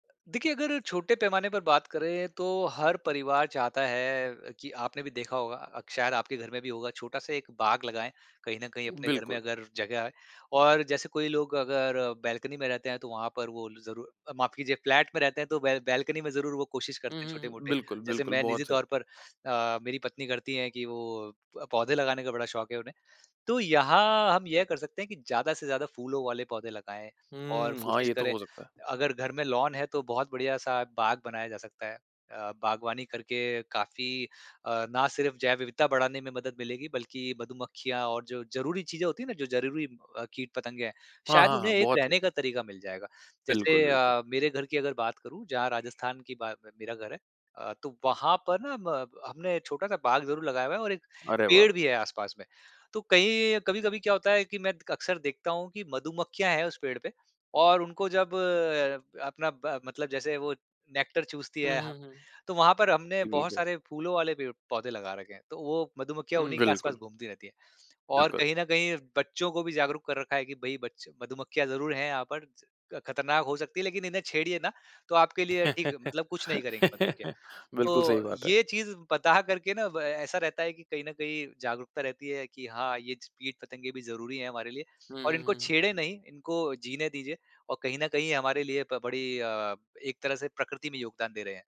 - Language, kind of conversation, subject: Hindi, podcast, कीट-पतंगों और मधुमक्खियों को सुरक्षित रखने के उपाय
- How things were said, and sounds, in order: tapping; in English: "बालकनी"; in English: "फ्लैट"; lip smack; in English: "लॉन"; in English: "नेक्टर"; laugh